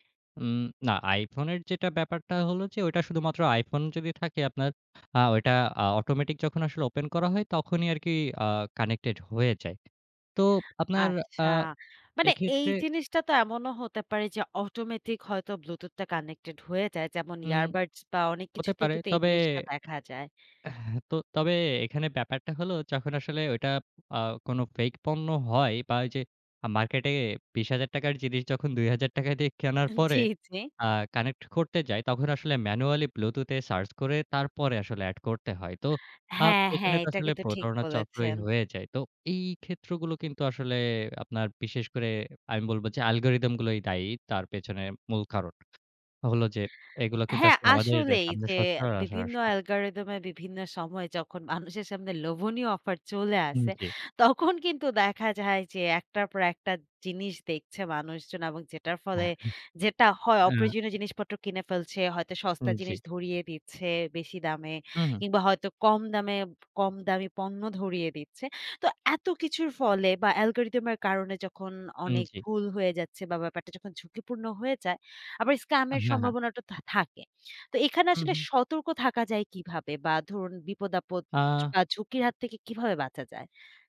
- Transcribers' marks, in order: other background noise; unintelligible speech; laughing while speaking: "মানুষের সামনে"; chuckle
- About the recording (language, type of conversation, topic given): Bengali, podcast, অ্যালগরিদম কীভাবে আপনার কন্টেন্ট পছন্দকে প্রভাবিত করে?